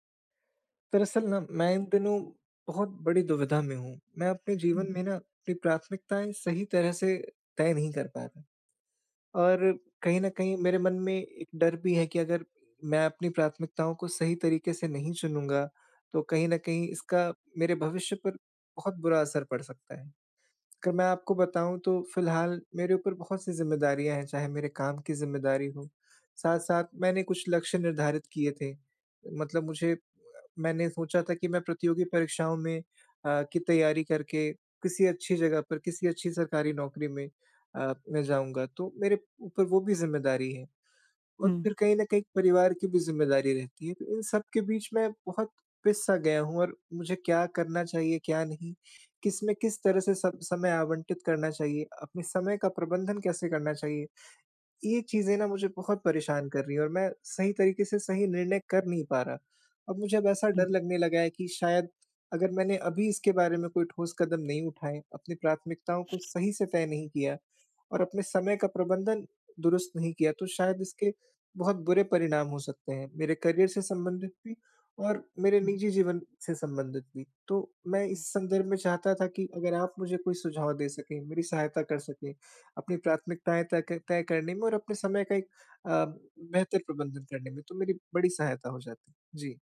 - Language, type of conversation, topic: Hindi, advice, मैं अपने जीवन की प्राथमिकताएँ और समय का प्रबंधन कैसे करूँ ताकि भविष्य में पछतावा कम हो?
- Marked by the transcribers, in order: in English: "करियर"